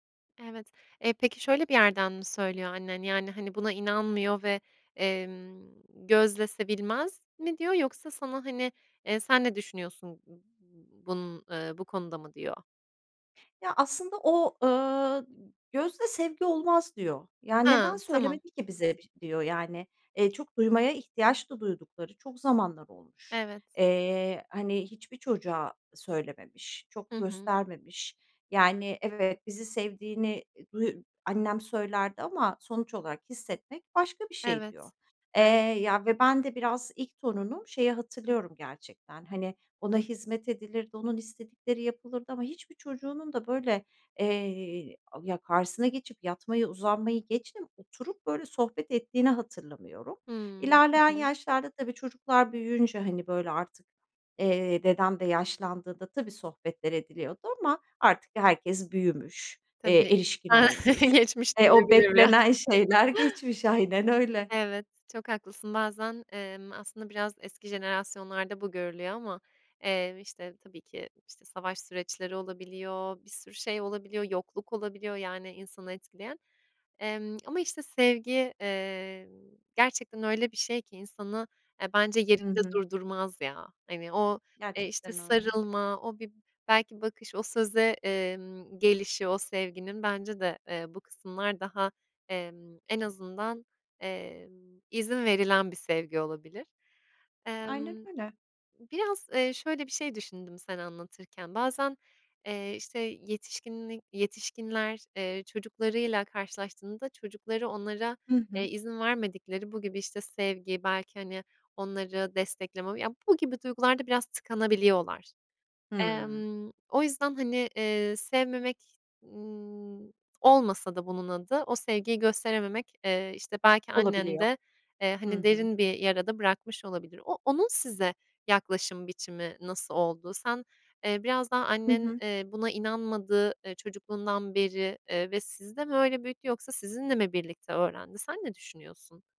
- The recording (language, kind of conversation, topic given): Turkish, podcast, Evinizde duyguları genelde nasıl paylaşırsınız?
- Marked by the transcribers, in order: other background noise; other noise; chuckle; laughing while speaking: "Geçmiş ya"; unintelligible speech; tapping